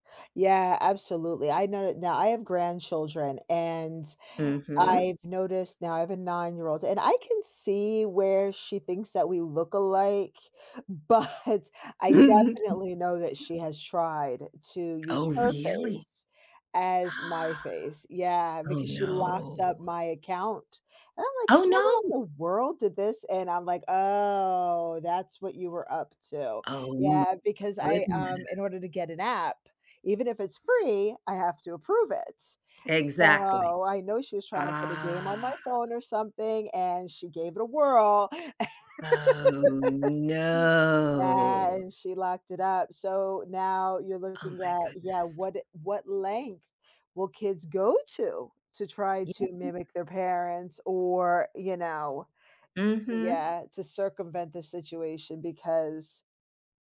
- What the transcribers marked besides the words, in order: chuckle; drawn out: "Ah"; other background noise; drawn out: "ah"; drawn out: "no"; laugh
- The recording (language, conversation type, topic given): English, unstructured, How do you think facial recognition technology will change our daily lives and privacy?
- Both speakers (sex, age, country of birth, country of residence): female, 50-54, United States, United States; female, 70-74, United States, United States